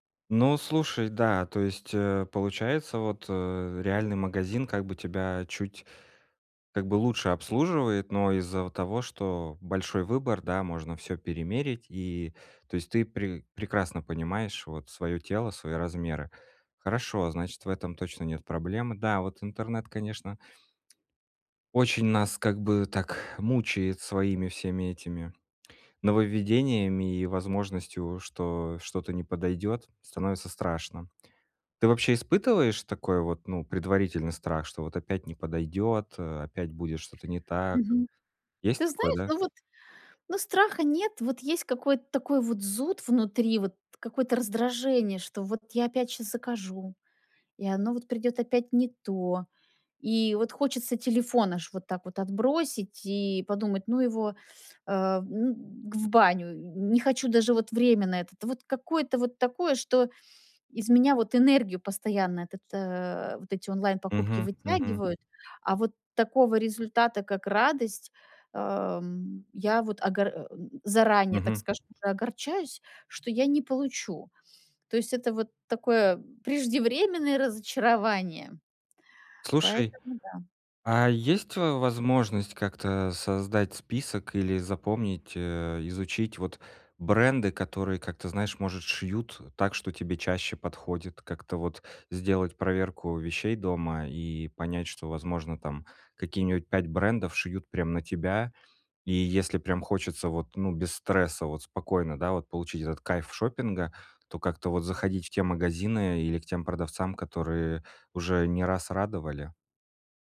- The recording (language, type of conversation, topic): Russian, advice, Как выбрать правильный размер и проверить качество одежды при покупке онлайн?
- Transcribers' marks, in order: exhale; "какие-нибудь" said as "какие-ниуть"